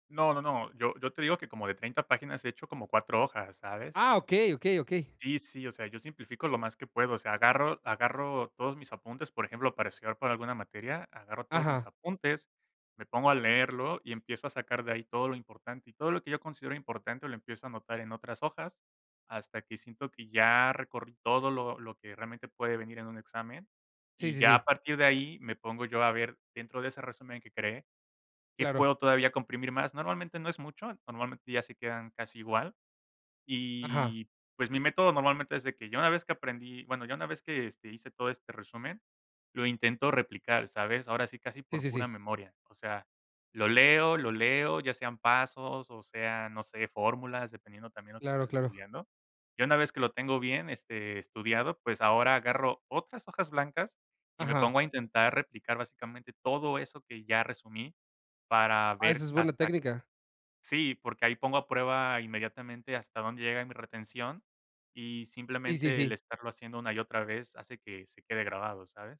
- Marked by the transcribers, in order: none
- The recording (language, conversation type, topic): Spanish, podcast, ¿Qué estrategias usas para retener información a largo plazo?